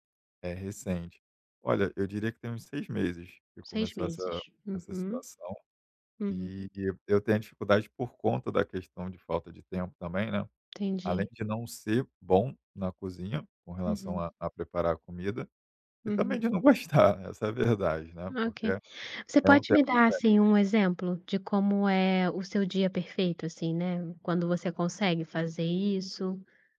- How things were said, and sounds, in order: chuckle
- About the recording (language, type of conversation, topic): Portuguese, advice, Como posso cozinhar refeições nutritivas durante a semana mesmo com pouco tempo e pouca habilidade?